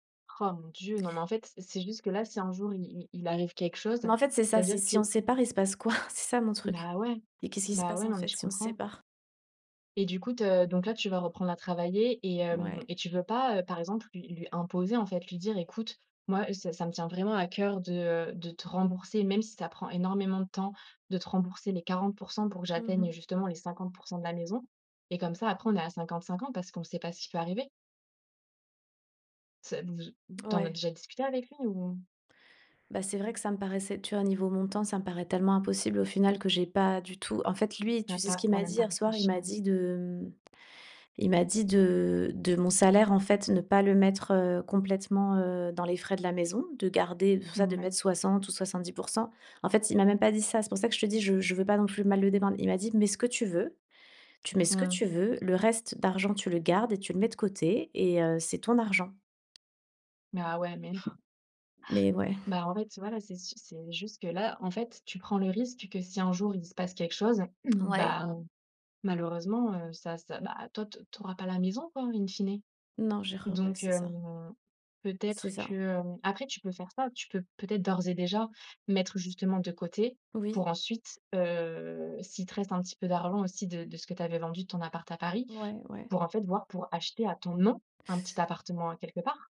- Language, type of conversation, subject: French, advice, Comment gérer des disputes financières fréquentes avec mon partenaire ?
- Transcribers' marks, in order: chuckle; tapping; stressed: "nom"